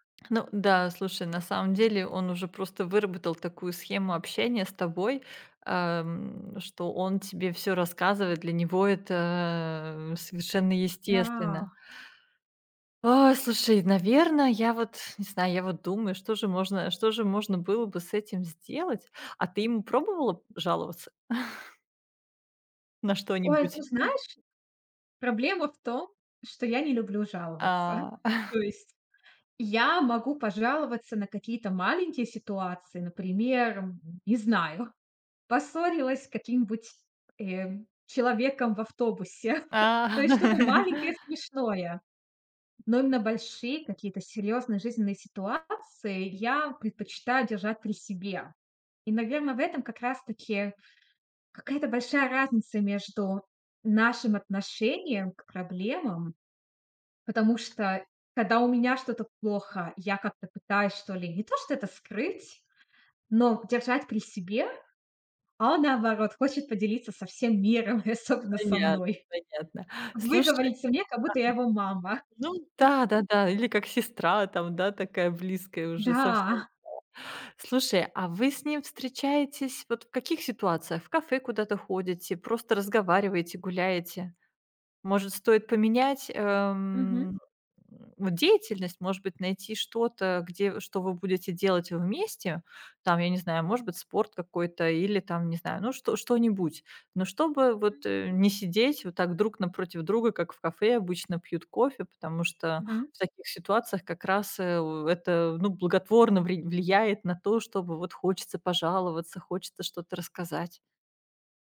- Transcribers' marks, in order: tapping; chuckle; other noise; chuckle; chuckle; laugh; chuckle
- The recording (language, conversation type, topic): Russian, advice, Как поступить, если друзья постоянно пользуются мной и не уважают мои границы?